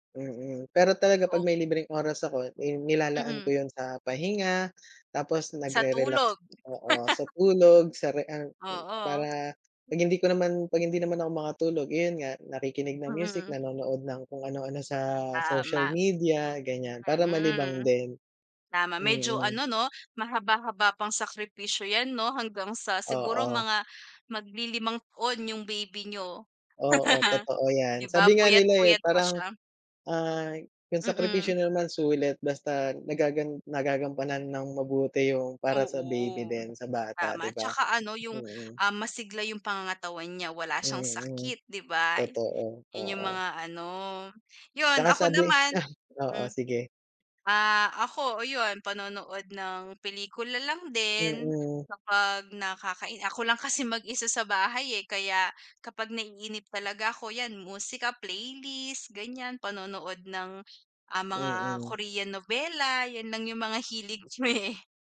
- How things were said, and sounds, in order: laugh; laugh; laughing while speaking: "sa"; laughing while speaking: "me"
- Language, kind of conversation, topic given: Filipino, unstructured, Ano ang hilig mong gawin kapag may libreng oras ka?